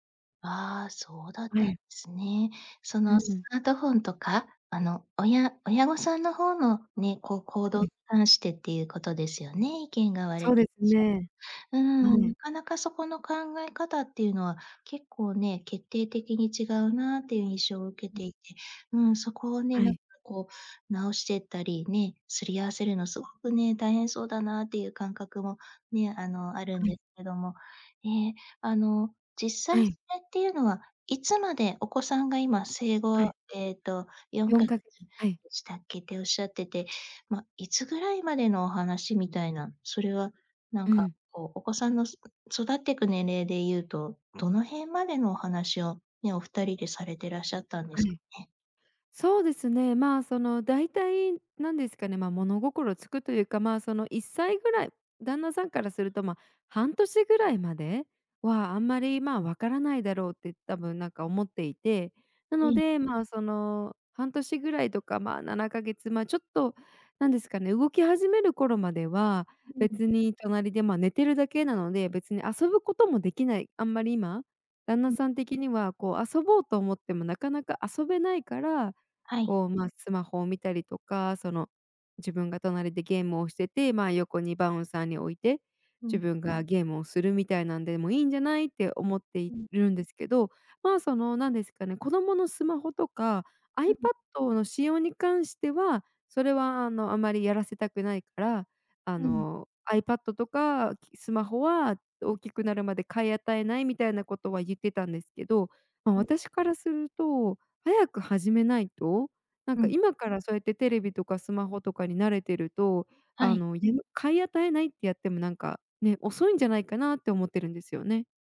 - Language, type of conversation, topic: Japanese, advice, 配偶者と子育ての方針が合わないとき、どのように話し合えばよいですか？
- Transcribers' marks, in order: in English: "バウンサー"